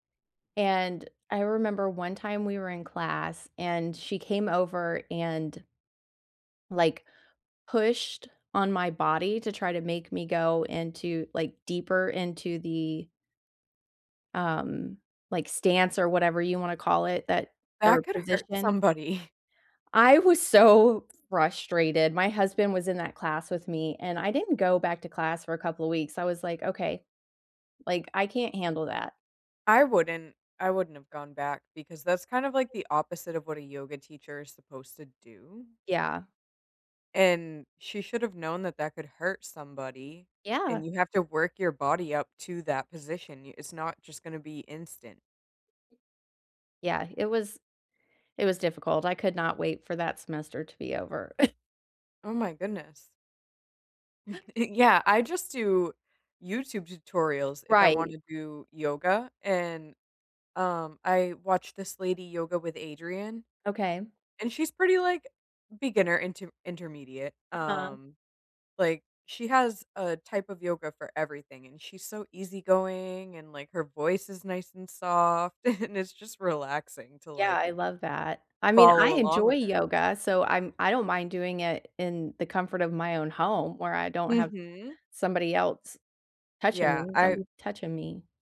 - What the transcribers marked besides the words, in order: other background noise; laughing while speaking: "somebody"; laughing while speaking: "so"; background speech; tapping; chuckle; chuckle; laughing while speaking: "and"
- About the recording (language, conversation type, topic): English, unstructured, How can I make my gym welcoming to people with different abilities?